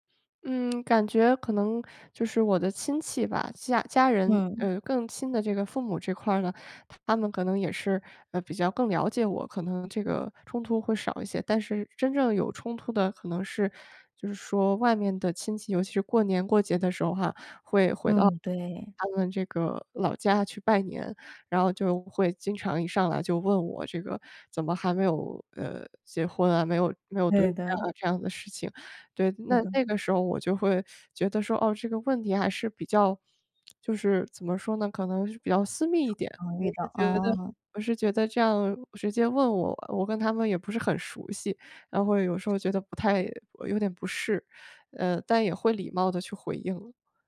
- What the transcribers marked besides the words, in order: other background noise; other noise; tsk
- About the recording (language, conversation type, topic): Chinese, advice, 如何在家庭传统与个人身份之间的冲突中表达真实的自己？